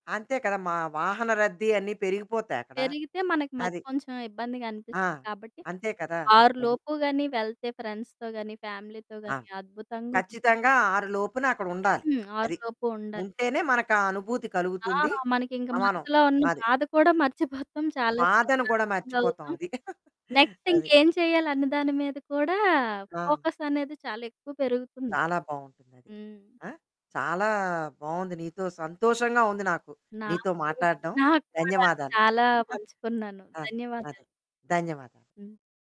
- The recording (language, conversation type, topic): Telugu, podcast, సూర్యోదయాన్ని చూస్తున్నప్పుడు మీరు ఎలాంటి భావోద్వేగాలను అనుభవిస్తారు?
- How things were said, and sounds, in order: in English: "ఫ్రెండ్స్‌తో"; in English: "ఫ్యామిలీతో"; giggle; distorted speech; in English: "నెక్స్ట్"; chuckle; other background noise; giggle